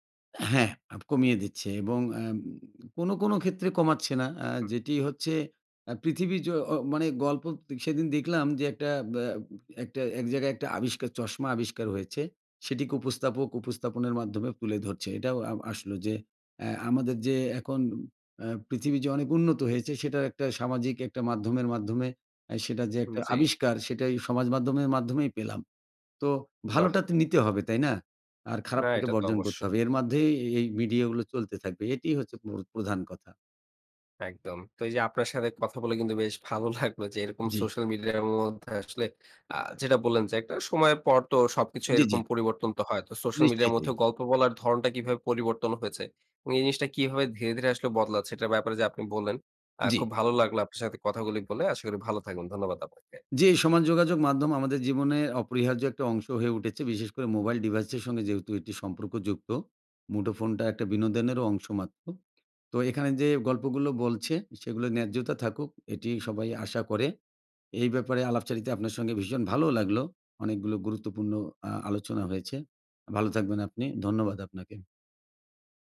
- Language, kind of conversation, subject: Bengali, podcast, সামাজিক যোগাযোগমাধ্যম কীভাবে গল্প বলার ধরন বদলে দিয়েছে বলে আপনি মনে করেন?
- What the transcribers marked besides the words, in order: laughing while speaking: "ভালো লাগলো"